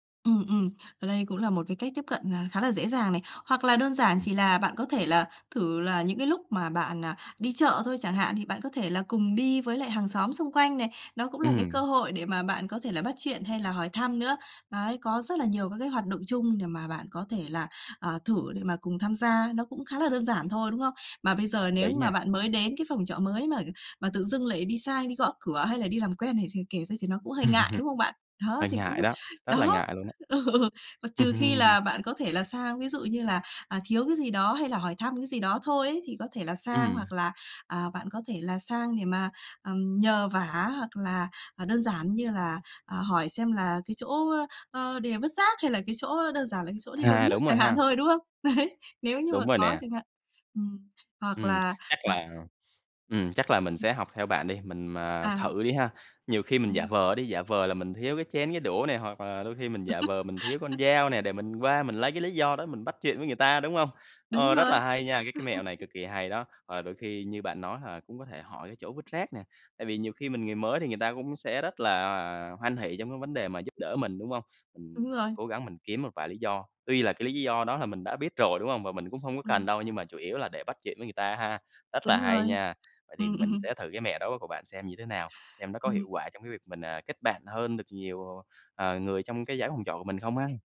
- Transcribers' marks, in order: tapping; chuckle; laugh; laughing while speaking: "ừ"; laughing while speaking: "Đấy"; laugh; chuckle
- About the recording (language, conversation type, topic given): Vietnamese, advice, Bạn nên làm gì khi cảm thấy cô lập trong môi trường mới?